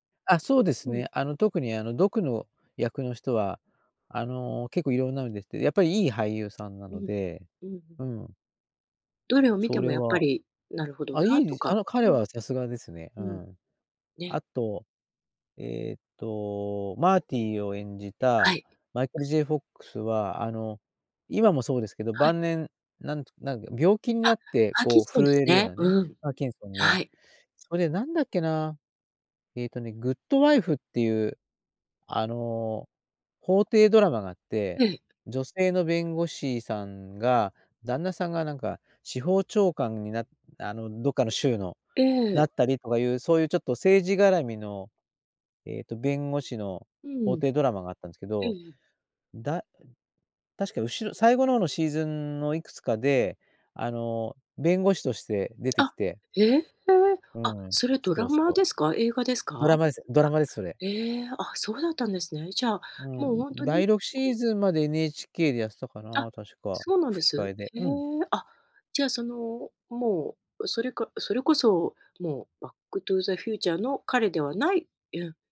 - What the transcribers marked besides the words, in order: other noise
- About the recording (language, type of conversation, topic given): Japanese, podcast, 映画で一番好きな主人公は誰で、好きな理由は何ですか？